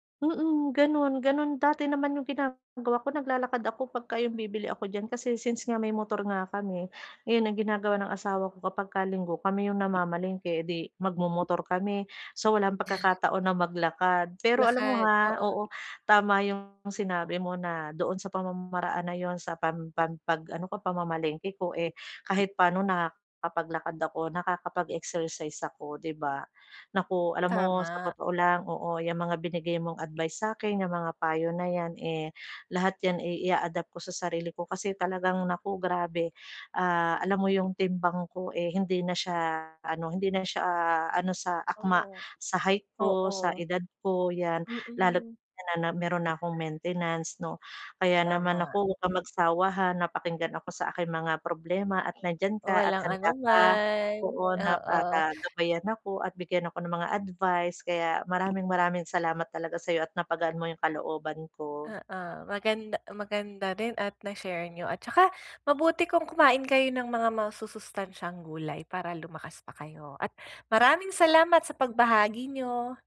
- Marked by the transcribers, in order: tapping; other noise; joyful: "walang ano man. Oo"; "At saka" said as "at tsaka"
- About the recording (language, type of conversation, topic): Filipino, advice, Paano ko malalampasan ang pagkaplató o pag-udlot ng pag-unlad ko sa ehersisyo?
- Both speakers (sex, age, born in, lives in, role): female, 20-24, Philippines, Philippines, advisor; female, 40-44, Philippines, Philippines, user